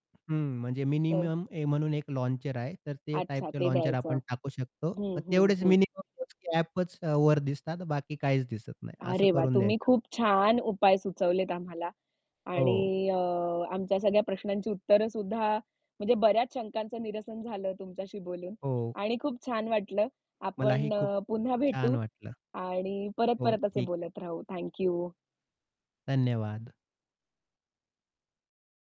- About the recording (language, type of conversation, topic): Marathi, podcast, तुम्ही तुमची डिजिटल गोपनीयता कशी राखता?
- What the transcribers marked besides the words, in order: tapping; in English: "लॉन्चर"; in English: "लॉन्चर"; distorted speech; other background noise; unintelligible speech; static